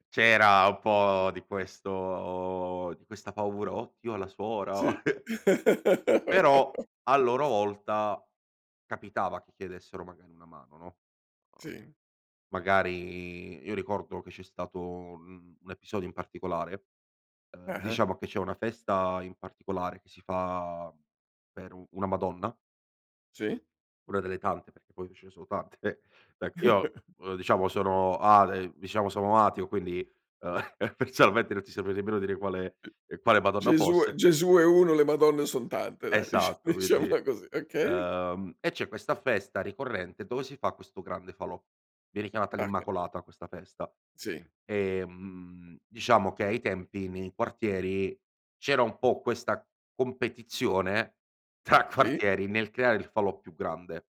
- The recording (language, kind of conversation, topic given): Italian, podcast, Quali valori dovrebbero unire un quartiere?
- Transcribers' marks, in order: chuckle; laughing while speaking: "tante"; chuckle; chuckle; laughing while speaking: "dicia diciamola così, okay?"; laughing while speaking: "tra"